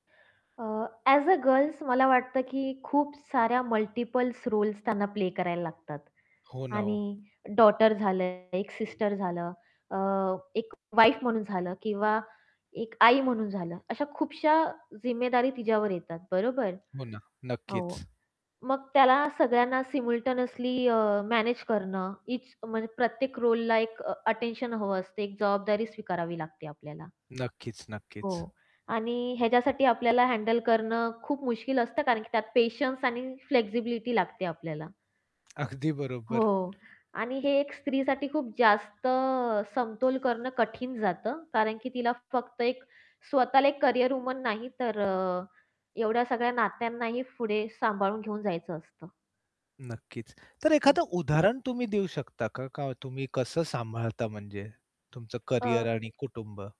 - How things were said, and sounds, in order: in English: "ॲझ अ गर्ल्स"; in English: "मल्टिपलस् रोल्स"; distorted speech; in English: "सिमल्टेनियसली"; "सायमल्टेनियसली" said as "सिमल्टेनियसली"; static; in English: "फ्लेक्सिबिलिटी"; laughing while speaking: "हो"; other background noise; tapping
- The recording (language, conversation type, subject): Marathi, podcast, कुटुंब आणि करिअरमध्ये समतोल कसा साधता?